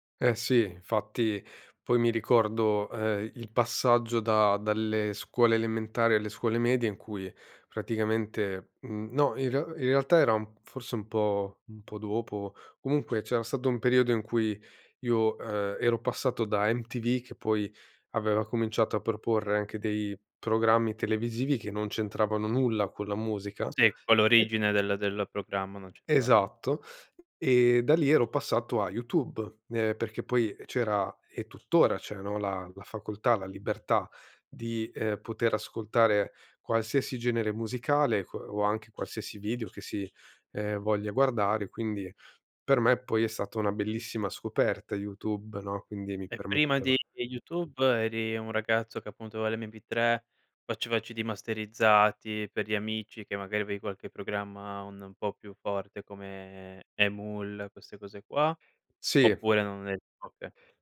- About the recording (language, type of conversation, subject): Italian, podcast, Come ascoltavi musica prima di Spotify?
- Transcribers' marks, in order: other background noise; "aveva" said as "avea"